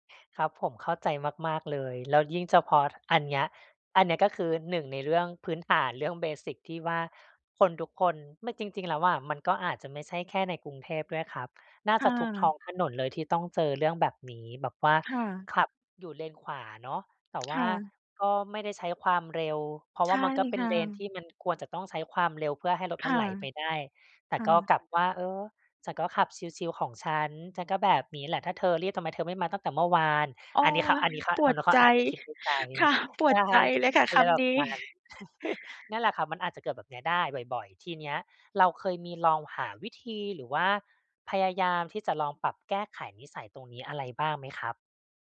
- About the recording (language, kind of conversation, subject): Thai, advice, ฉันควรเริ่มจากตรงไหนเพื่อหยุดวงจรพฤติกรรมเดิม?
- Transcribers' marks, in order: in English: "เบสิก"; tapping; other background noise; laughing while speaking: "ค่ะ"; laughing while speaking: "ใช่"; laughing while speaking: "นี้"; chuckle